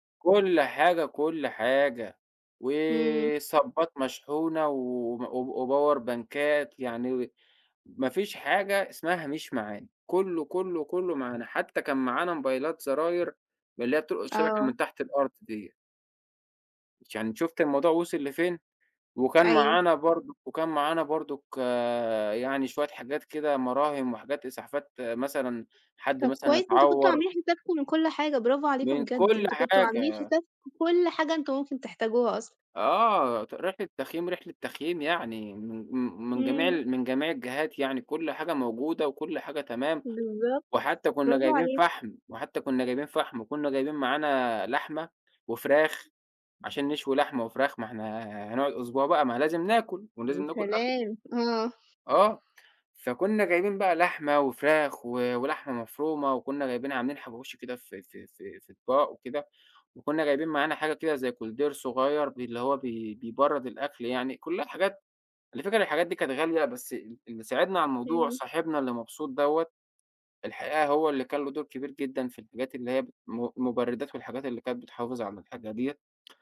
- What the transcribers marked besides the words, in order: in English: "وصَبَّات"; in English: "وباور بانكات"; in English: "كولدير"
- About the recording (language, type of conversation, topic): Arabic, podcast, إزاي بتجهّز لطلعة تخييم؟